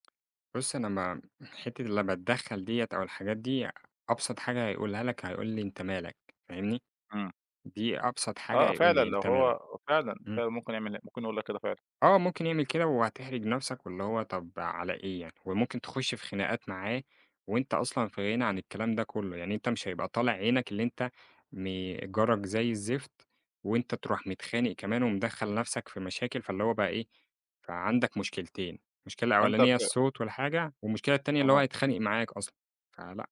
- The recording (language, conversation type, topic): Arabic, podcast, إيه أهم صفات الجار الكويس من وجهة نظرك؟
- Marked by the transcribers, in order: none